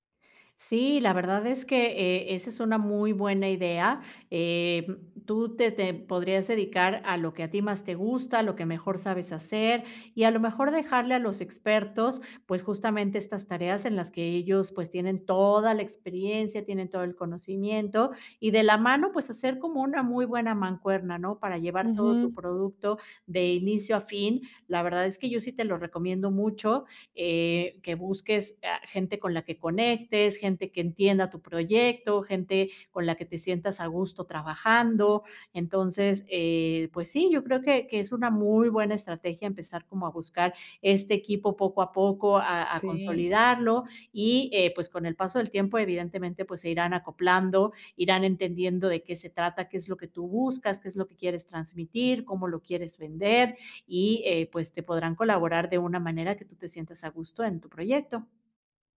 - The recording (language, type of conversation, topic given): Spanish, advice, ¿Por qué sigo repitiendo un patrón de autocrítica por cosas pequeñas?
- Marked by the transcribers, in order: none